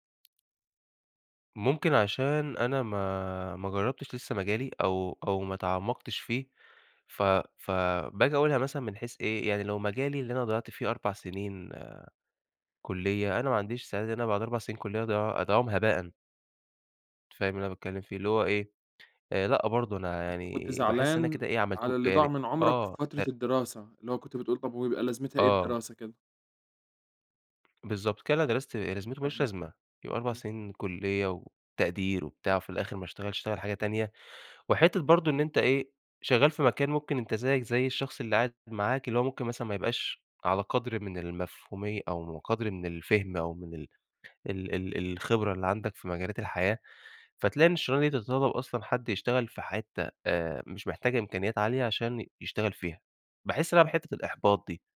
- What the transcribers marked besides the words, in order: tapping; unintelligible speech
- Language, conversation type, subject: Arabic, podcast, بتتعامل إزاي لما تحس إن حياتك مالهاش هدف؟